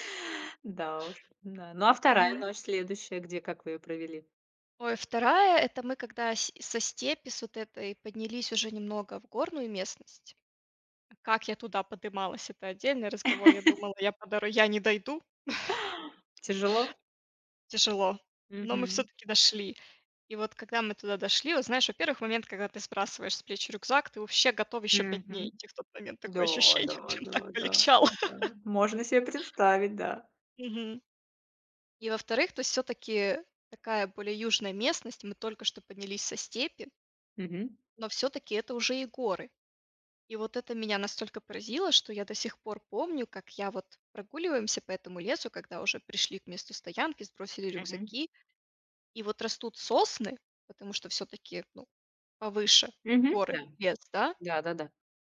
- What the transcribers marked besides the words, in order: tapping; laugh; chuckle; laughing while speaking: "ощущение, прям так полегчало"
- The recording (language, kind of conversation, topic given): Russian, podcast, Какой поход на природу был твоим любимым и почему?